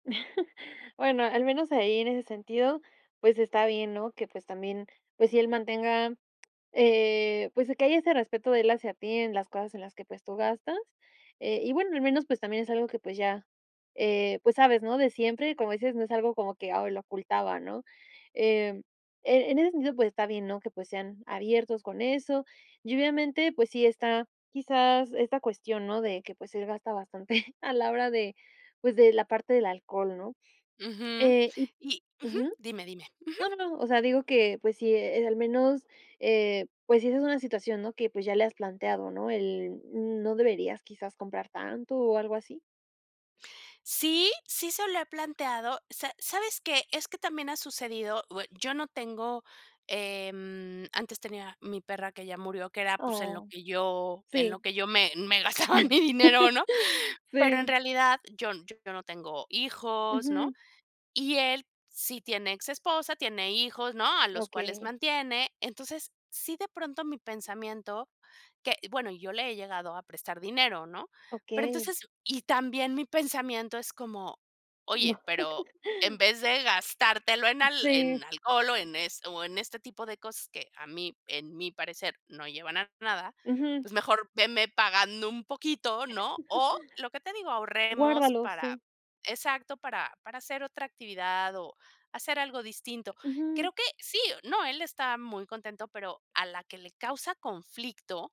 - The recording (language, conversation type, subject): Spanish, advice, ¿Cómo puedo manejar un conflicto con mi pareja por hábitos de gasto distintos?
- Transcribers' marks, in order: chuckle; tapping; chuckle; chuckle; laughing while speaking: "gastaba mi dinero, ¿no?"; other noise; chuckle; other background noise; chuckle